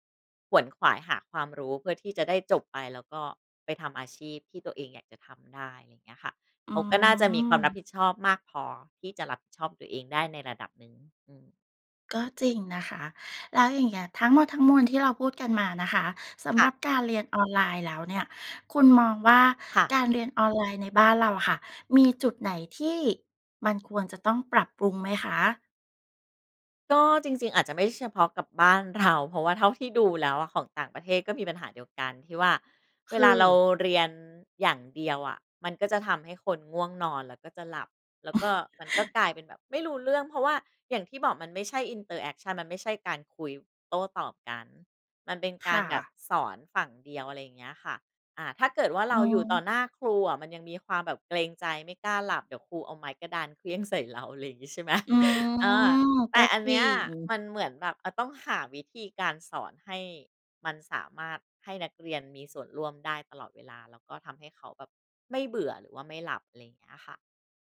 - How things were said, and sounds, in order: "หนึ่ง" said as "นึ้ง"; other background noise; laughing while speaking: "เรา"; chuckle; in English: "interaction"; "กัน" said as "กั๊น"; "เขวี้ยง" said as "เควี๊ยง"; laughing while speaking: "เรา"; laughing while speaking: "ไหม ?"
- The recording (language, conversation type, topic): Thai, podcast, การเรียนออนไลน์เปลี่ยนแปลงการศึกษาอย่างไรในมุมมองของคุณ?